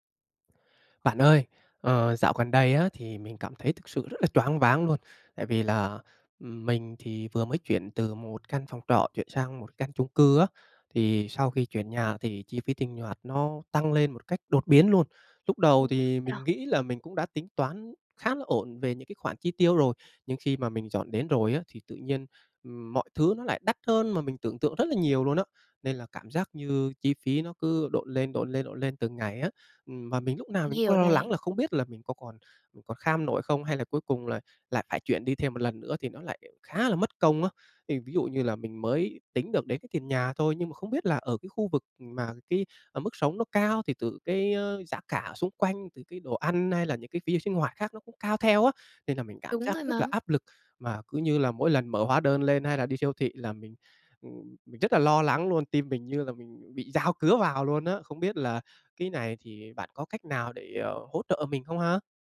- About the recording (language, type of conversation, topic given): Vietnamese, advice, Làm sao để đối phó với việc chi phí sinh hoạt tăng vọt sau khi chuyển nhà?
- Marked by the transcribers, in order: tapping; "hoạt" said as "nhoạt"; unintelligible speech